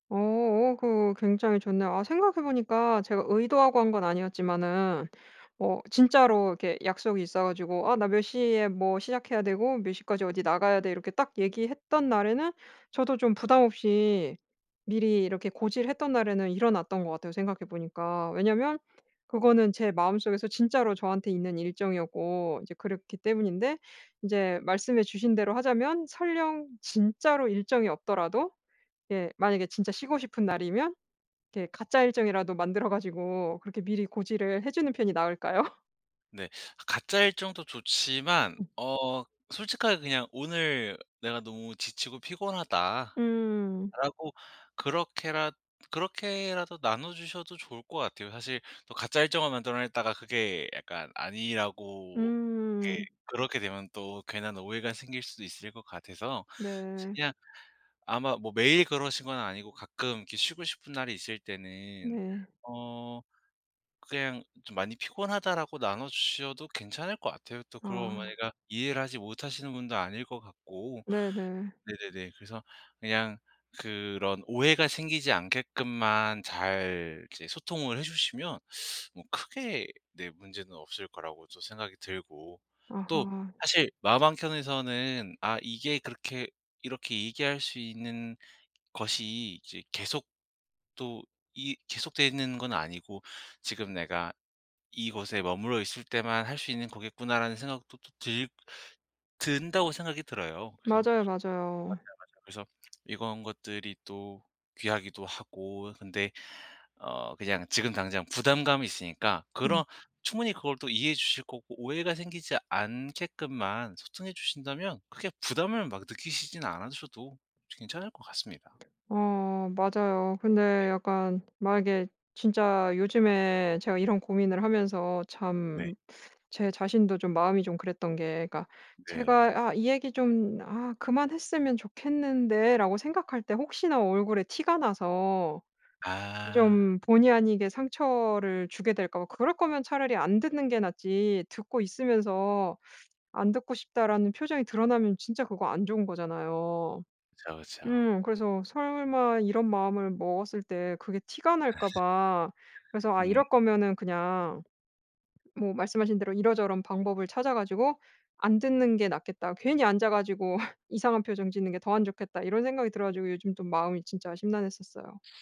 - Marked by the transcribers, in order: laughing while speaking: "나을까요?"; background speech; other background noise; tapping; laughing while speaking: "아"; laugh
- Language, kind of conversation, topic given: Korean, advice, 사적 시간을 실용적으로 보호하려면 어디서부터 어떻게 시작하면 좋을까요?
- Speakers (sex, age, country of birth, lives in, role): female, 35-39, South Korea, France, user; male, 25-29, South Korea, South Korea, advisor